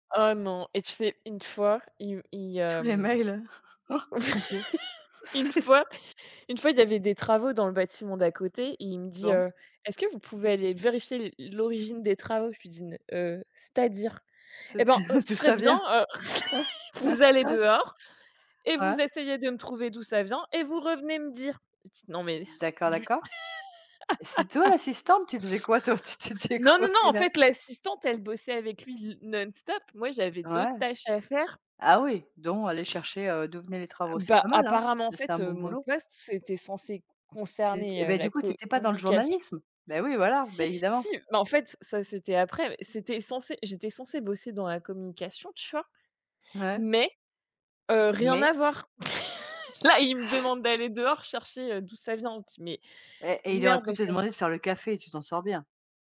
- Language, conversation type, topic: French, unstructured, Quelle est votre plus grande leçon sur l’équilibre entre vie professionnelle et vie personnelle ?
- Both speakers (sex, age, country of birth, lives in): female, 25-29, France, France; female, 45-49, France, France
- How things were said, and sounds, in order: laugh; chuckle; laughing while speaking: "C'est"; chuckle; chuckle; laugh; laugh; stressed: "Mais"; laugh; other background noise